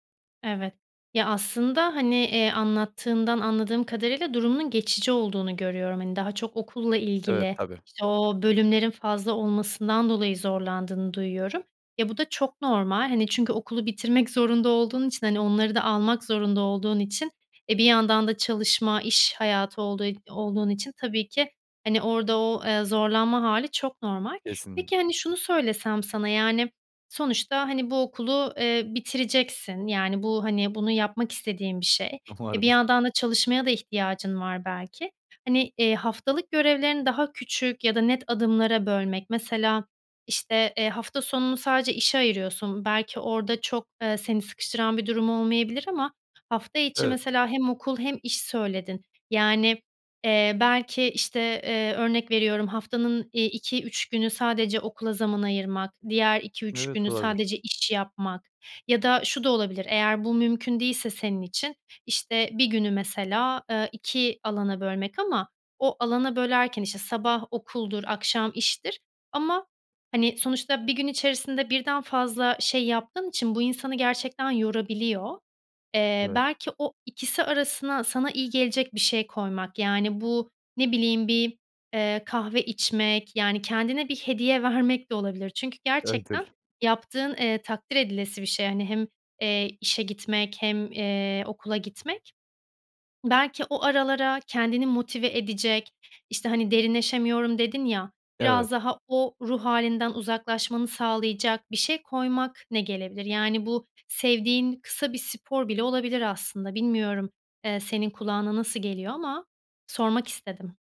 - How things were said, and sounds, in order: other background noise; giggle; unintelligible speech
- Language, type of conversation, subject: Turkish, advice, Çoklu görev tuzağı: hiçbir işe derinleşememe